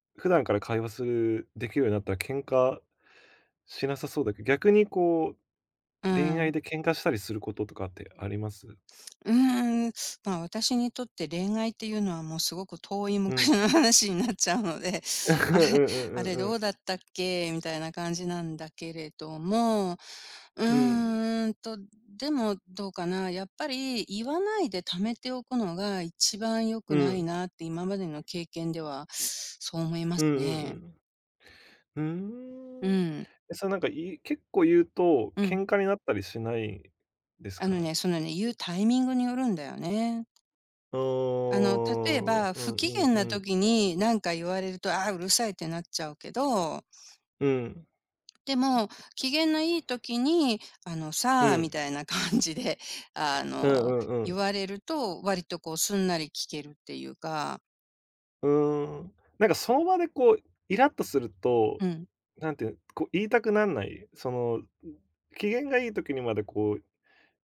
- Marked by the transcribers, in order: tapping; laughing while speaking: "遠い昔の話になっちゃうので、あれ"; laugh; other background noise; drawn out: "うーん"; drawn out: "ああ"; laughing while speaking: "感じで"
- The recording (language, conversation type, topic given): Japanese, unstructured, 恋愛でいちばんイライラすることは何ですか？